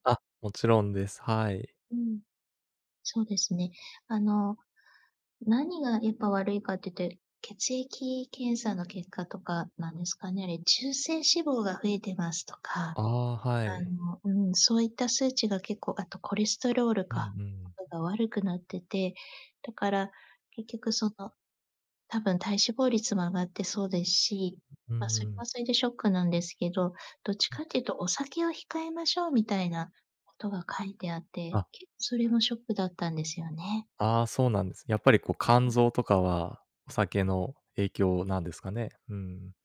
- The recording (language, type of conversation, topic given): Japanese, advice, 健康診断の結果を受けて生活習慣を変えたいのですが、何から始めればよいですか？
- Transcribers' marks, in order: other background noise